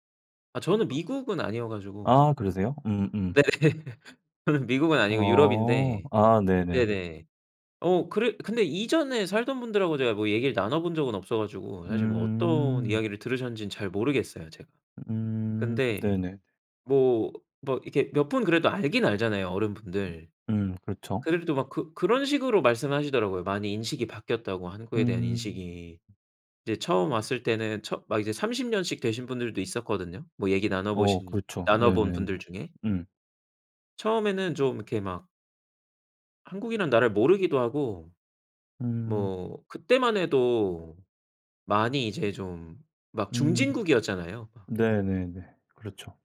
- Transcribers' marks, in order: other noise; laugh; tapping
- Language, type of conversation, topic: Korean, podcast, 네 문화에 대해 사람들이 오해하는 점은 무엇인가요?